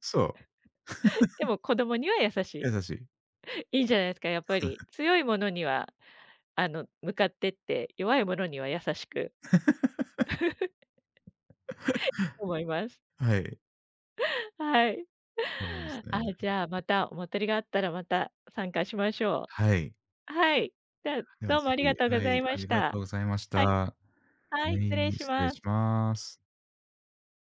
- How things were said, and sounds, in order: chuckle; chuckle; laugh; chuckle; "お祭り" said as "おまてり"
- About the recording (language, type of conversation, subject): Japanese, unstructured, お祭りに行くと、どんな気持ちになりますか？